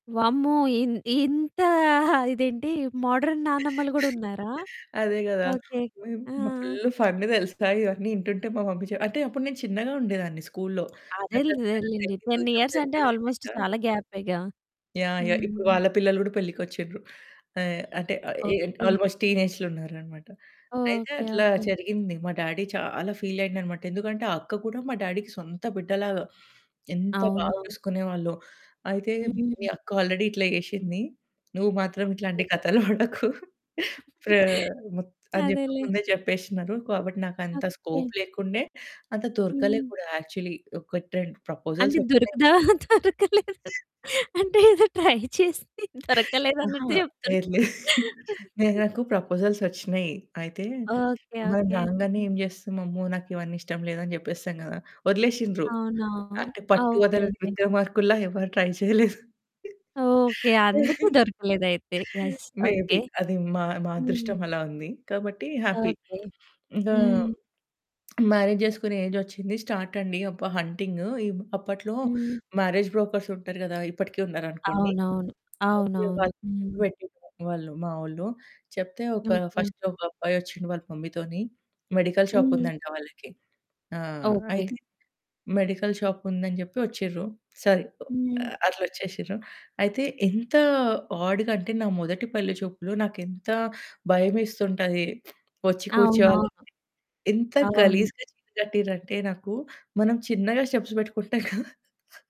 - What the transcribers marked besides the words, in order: giggle; in English: "మోడర్న్"; distorted speech; in English: "ఫుల్ ఫన్"; in English: "మమ్మీ"; in English: "టెన్"; in English: "ఆల్మోస్ట్"; in English: "ఆల్మోస్ట్ టీనేజ్‌లో"; in English: "డ్యాడీ"; in English: "డాడీకి"; in English: "ఆల్రెడీ"; chuckle; laughing while speaking: "పడకు"; in English: "స్కోప్"; in English: "యాక్చువలీ"; laughing while speaking: "దొరుకుదా దొరకలేదు. అంటే ఏదో ట్రై చేసి దొరకలేదన్నట్టు చెప్తున్నారు"; in English: "ప్రపోజల్స్"; laugh; in English: "ట్రై"; chuckle; in English: "ప్రపోజల్స్"; other background noise; in English: "ట్రై"; chuckle; in English: "మే బి"; in English: "యెస్"; in English: "హ్యాపీ"; in English: "మ్యారేజ్"; in English: "మ్యారేజ్ బ్రోకర్స్"; in English: "మమ్మీ"; in English: "మెడికల్ షాప్"; in English: "మెడికల్ షాప్"; in English: "ఆడ్‌గా"; in English: "స్టెప్స్"; laughing while speaking: "పెట్టుకుంటాం కదా!"
- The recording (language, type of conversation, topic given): Telugu, podcast, జీవిత భాగస్వామి ఎంపికలో కుటుంబం ఎంతవరకు భాగస్వామ్యం కావాలని మీరు భావిస్తారు?